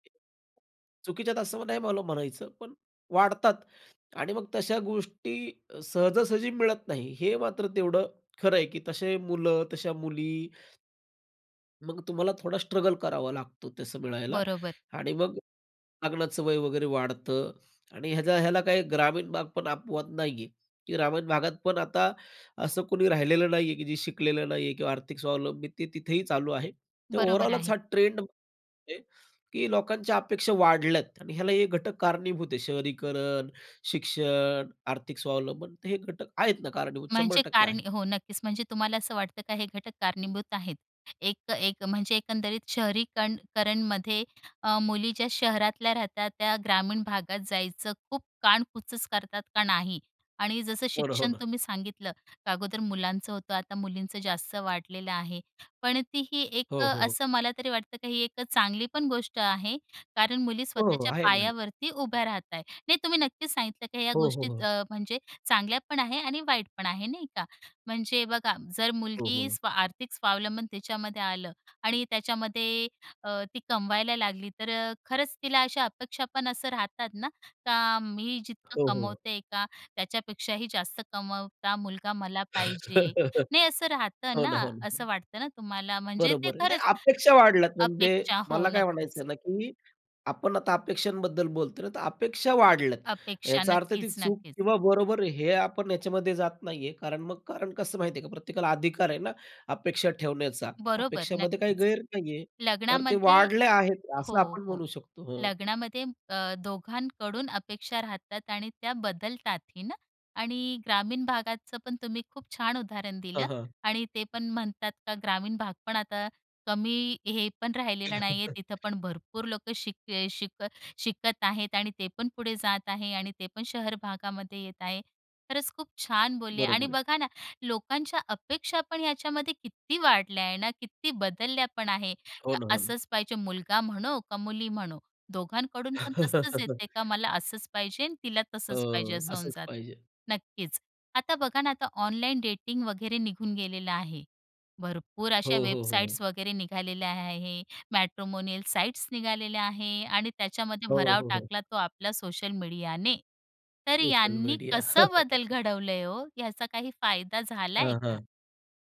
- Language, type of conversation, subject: Marathi, podcast, लग्नाविषयी पिढ्यांमधील अपेक्षा कशा बदलल्या आहेत?
- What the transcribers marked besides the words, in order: tapping; in English: "स्ट्रगल"; in English: "ओव्हरऑलच"; "कानकुच" said as "कानकूचच"; laugh; chuckle; chuckle; in English: "डेटिंग"; in English: "मॅट्रिमोनियल"; chuckle